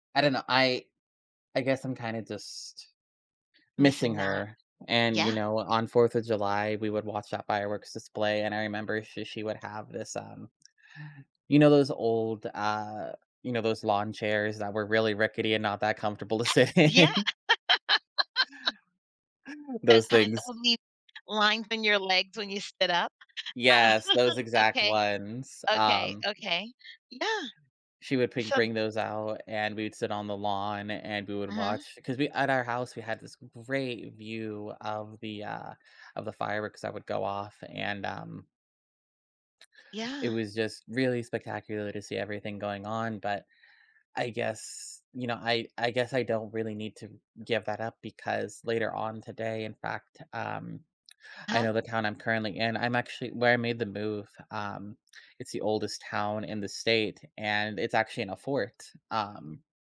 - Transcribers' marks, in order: other background noise; other noise; laughing while speaking: "sit in?"; laugh; laughing while speaking: "Oh"; tapping
- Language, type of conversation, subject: English, advice, How can I cope with feeling lonely during the holidays when I'm away from loved ones?
- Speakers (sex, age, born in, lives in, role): female, 45-49, United States, United States, advisor; male, 30-34, United States, United States, user